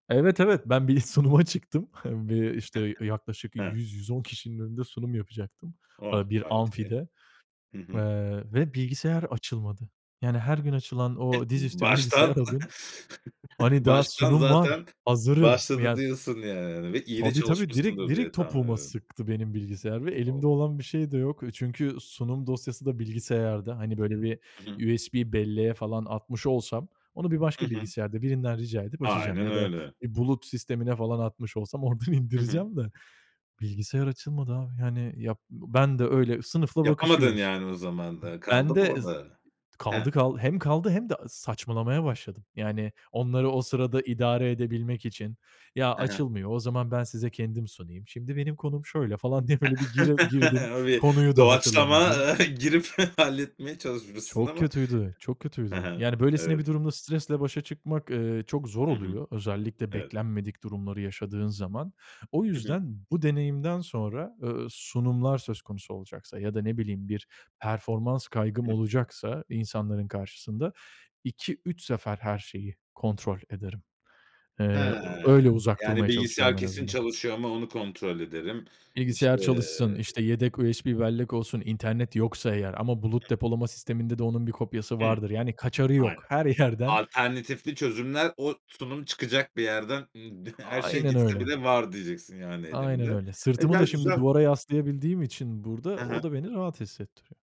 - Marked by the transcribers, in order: laughing while speaking: "sunuma"; giggle; unintelligible speech; chuckle; other background noise; laughing while speaking: "oradan"; laugh; laughing while speaking: "Öyle"; chuckle; in English: "USB"; unintelligible speech; chuckle; unintelligible speech; unintelligible speech
- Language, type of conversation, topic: Turkish, podcast, Dışarıdayken stresle başa çıkmak için neler yapıyorsun?